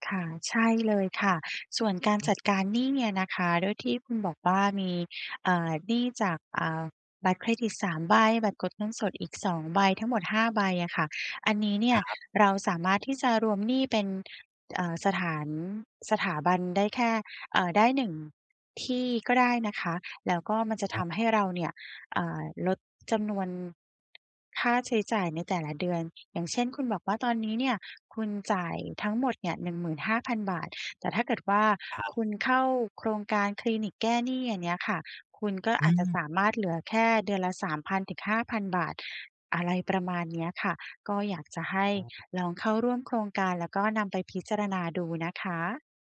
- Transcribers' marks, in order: other background noise
- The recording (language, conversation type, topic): Thai, advice, ฉันควรจัดการหนี้และค่าใช้จ่ายฉุกเฉินอย่างไรเมื่อรายได้ไม่พอ?